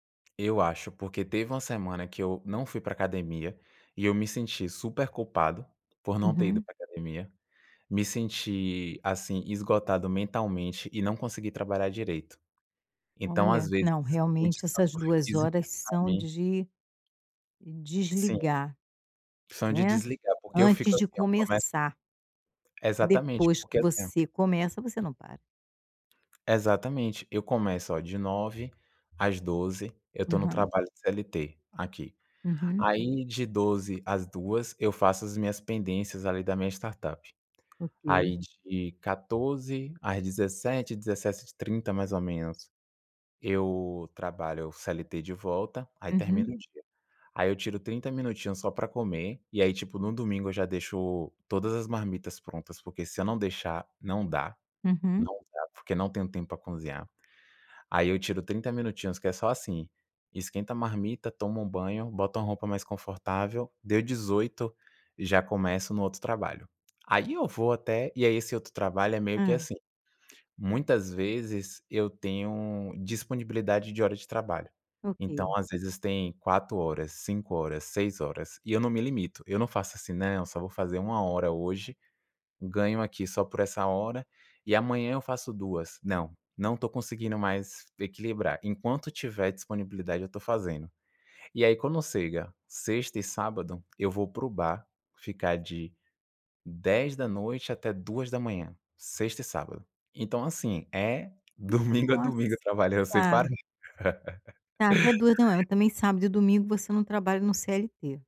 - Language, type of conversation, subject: Portuguese, advice, Como lidar com o esgotamento causado por excesso de trabalho e falta de descanso?
- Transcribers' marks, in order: tapping